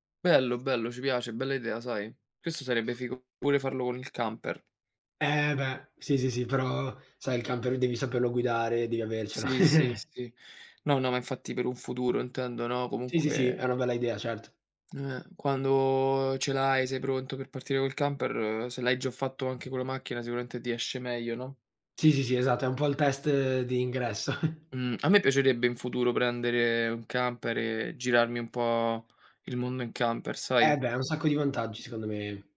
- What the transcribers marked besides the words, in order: chuckle; chuckle
- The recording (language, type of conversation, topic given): Italian, unstructured, Qual è il ricordo più divertente che hai di un viaggio?